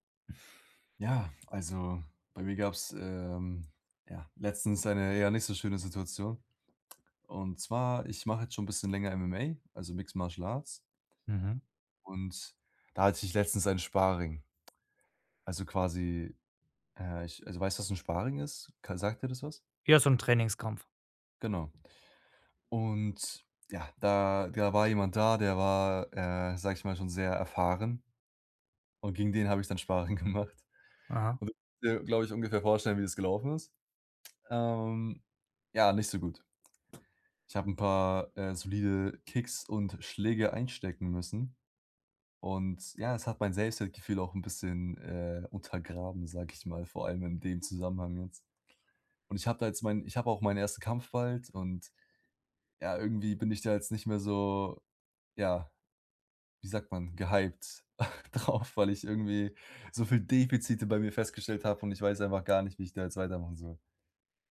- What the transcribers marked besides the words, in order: in English: "Mixed Martial Arts"; laughing while speaking: "gemacht"; tapping; chuckle; laughing while speaking: "drauf"
- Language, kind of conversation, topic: German, advice, Wie kann ich nach einem Rückschlag meine Motivation wiederfinden?